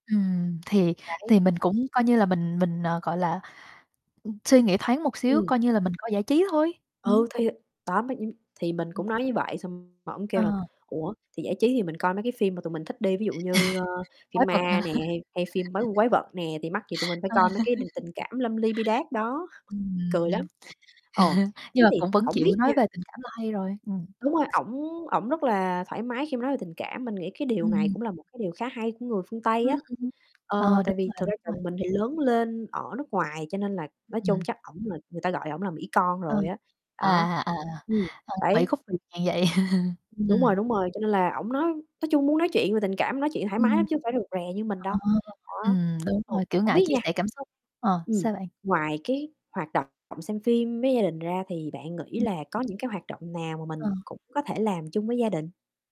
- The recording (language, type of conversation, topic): Vietnamese, unstructured, Bạn nghĩ gì về việc xem phim cùng gia đình vào cuối tuần?
- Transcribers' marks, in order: tapping; distorted speech; other background noise; laugh; laughing while speaking: "hả?"; laugh; laughing while speaking: "Ờ"; laugh; laugh; other noise; unintelligible speech; laugh